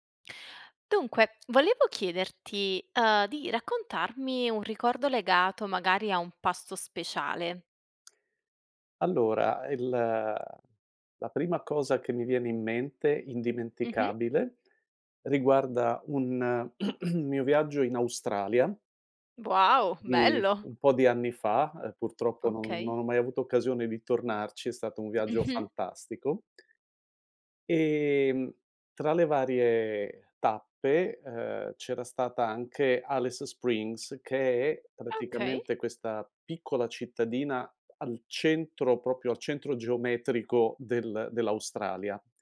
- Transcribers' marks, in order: tapping; throat clearing; "Wow" said as "Buau"; other background noise; put-on voice: "Alice Springs"; "proprio" said as "propio"
- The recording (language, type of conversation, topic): Italian, podcast, Qual è un tuo ricordo legato a un pasto speciale?